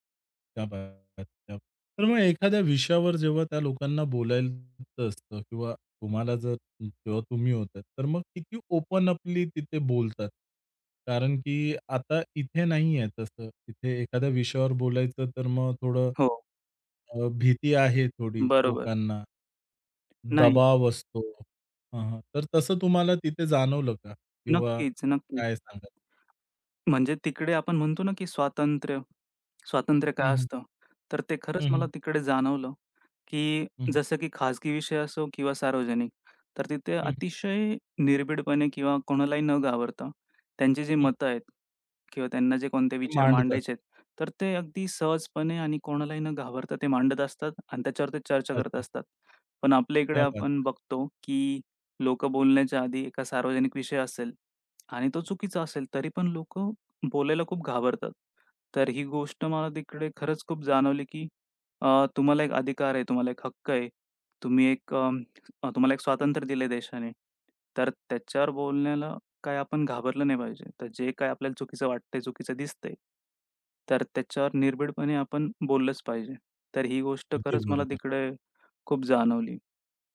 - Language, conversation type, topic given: Marathi, podcast, परदेशात लोकांकडून तुम्हाला काय शिकायला मिळालं?
- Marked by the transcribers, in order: other background noise; in Hindi: "क्या बात है"; unintelligible speech; in English: "ओपन अपली"; tapping; in Hindi: "क्या बात है"; tongue click